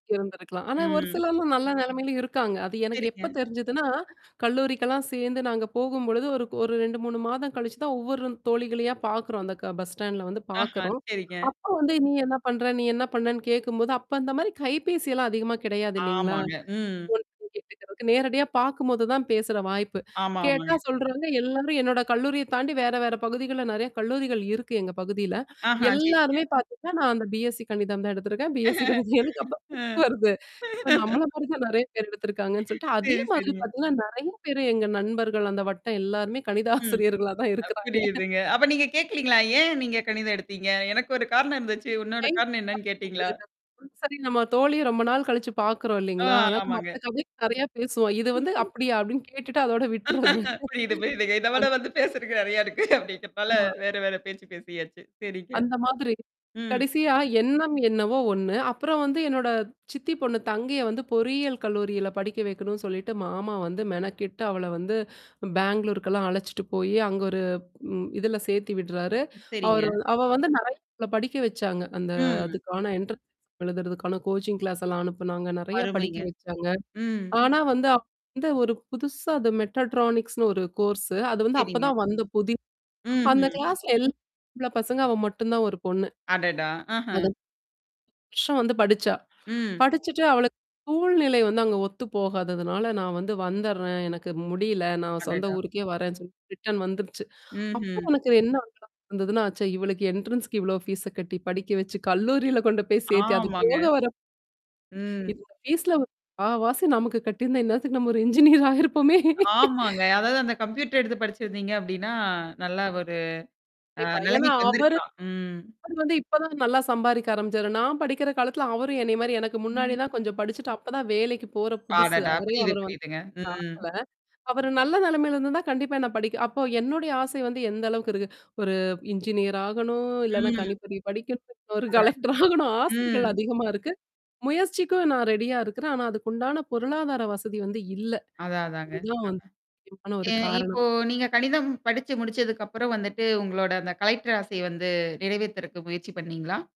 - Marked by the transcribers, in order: drawn out: "ம்"; distorted speech; drawn out: "தெரிஞ்சுதுன்னா?"; in English: "பஸ் ஸ்டாண்ட்ல"; drawn out: "ஆமாங்க"; in English: "ஃபோன்"; laughing while speaking: "B-SC கணிதம் எடுத்தப்ப வருது"; laughing while speaking: "ஆ"; unintelligible speech; laughing while speaking: "சேரி, சேரிங்க"; laughing while speaking: "கணித ஆசிரியர்களா தான் இருக்கறாங்க"; unintelligible speech; drawn out: "ஆ"; laugh; mechanical hum; laughing while speaking: "கேட்டுட்டு அதோட விட்டுறது. அந்"; laughing while speaking: "புரியுது, புரியுதுங்க. இத விட வந்து … பேச்சு பேசியாச்சு. சேரிங்க"; other noise; unintelligible speech; drawn out: "அந்த"; in English: "என்ட்ரன்ஸ் எக்ஸாம்"; drawn out: "ம்"; in English: "கோச்சிங் கிளாஸ்"; in English: "மெட்டட்ரானிக்ஸ்னு"; in English: "கோர்ஸ்ஸு"; in English: "கிளாஸ்ல"; in English: "ரிட்டர்ன்"; unintelligible speech; in English: "என்ட்ரன்ஸ்க்கு"; in English: "ஃபீஸா"; laughing while speaking: "கல்லூரியில கொண்டு போய் சேத்தி"; drawn out: "ஆமாங்க. ம்"; in English: "ஃபீஸ்ல"; laughing while speaking: "நம்ம ஒரு இன்ஜினியர் ஆயிருப்போமே!"; in English: "இன்ஜினியர்"; in English: "கம்ப்யூட்டர்"; drawn out: "அப்டின்னா"; drawn out: "ஒரு"; in English: "இன்ஜினியர்"; drawn out: "ஆகணும்"; drawn out: "ம்"; laughing while speaking: "ஒரு கலெக்டர் ஆகணும்"; in English: "கலெக்டர்"; drawn out: "ம்"; in English: "ரெடியா"; in English: "கலெக்டர்"
- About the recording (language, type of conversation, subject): Tamil, podcast, பழைய இலக்குகளை விடுவது எப்போது சரி என்று நீங்கள் எப்படி தீர்மானிப்பீர்கள்?